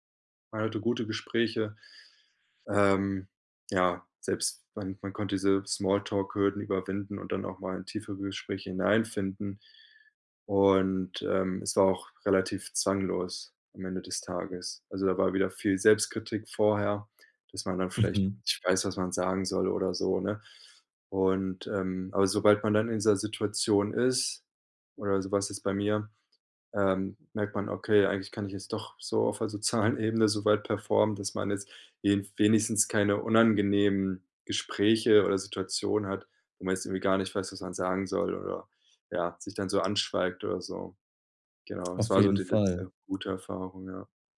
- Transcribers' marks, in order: other background noise
- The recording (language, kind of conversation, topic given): German, advice, Wie kann ich meine negativen Selbstgespräche erkennen und verändern?
- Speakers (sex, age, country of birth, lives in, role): male, 20-24, Germany, Germany, advisor; male, 30-34, Germany, Germany, user